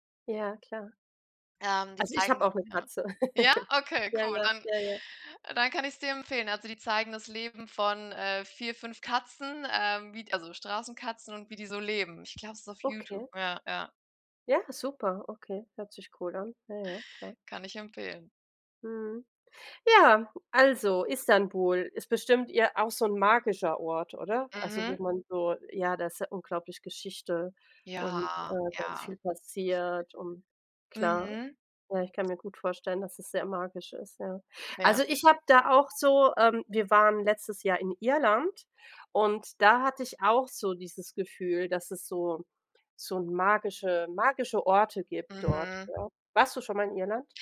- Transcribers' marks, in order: laugh
- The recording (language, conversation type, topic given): German, unstructured, Welcher Ort hat dich emotional am meisten berührt?